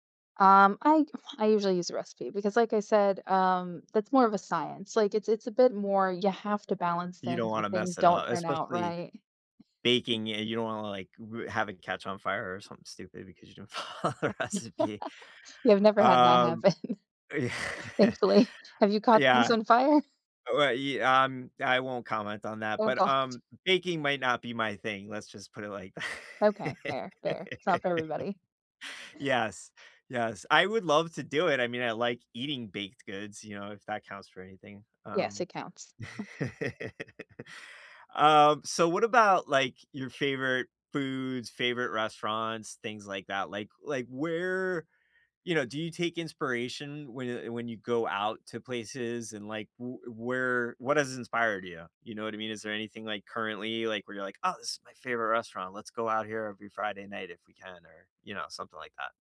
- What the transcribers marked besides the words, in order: other noise; other background noise; laugh; laughing while speaking: "follow the recipe"; laughing while speaking: "happen, thankfully"; laughing while speaking: "Yeah"; laughing while speaking: "fire?"; laughing while speaking: "god"; laughing while speaking: "th"; laugh; laugh; chuckle
- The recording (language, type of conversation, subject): English, unstructured, How do you decide what to cook without a recipe, using only your instincts and whatever ingredients you have on hand?